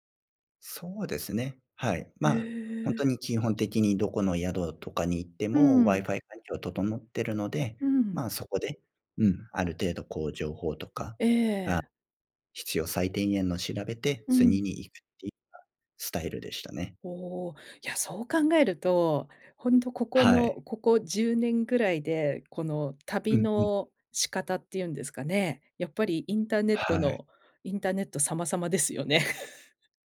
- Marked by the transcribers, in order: chuckle
- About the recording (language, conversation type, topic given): Japanese, podcast, 人生で一番忘れられない旅の話を聞かせていただけますか？